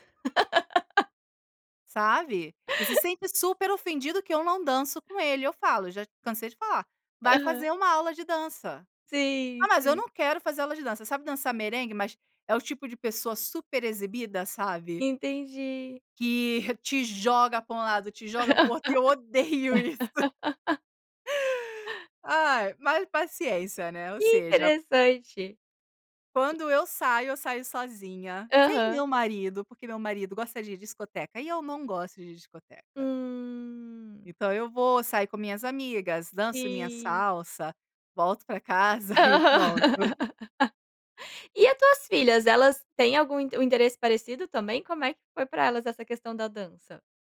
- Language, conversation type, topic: Portuguese, podcast, Qual é uma prática simples que ajuda você a reduzir o estresse?
- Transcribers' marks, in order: laugh; laugh; laugh